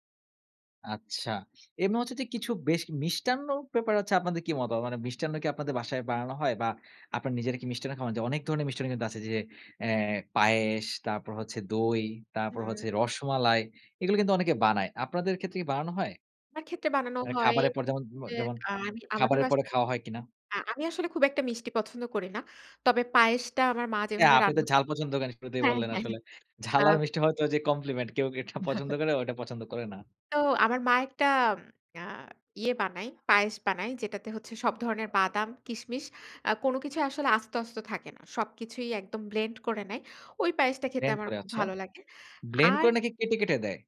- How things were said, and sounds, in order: "ব্যাপারে" said as "পেপার"; other background noise; laughing while speaking: "হ্যাঁ, হ্যাঁ"; chuckle
- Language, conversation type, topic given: Bengali, podcast, আপনি সাপ্তাহিক রান্নার পরিকল্পনা কীভাবে করেন?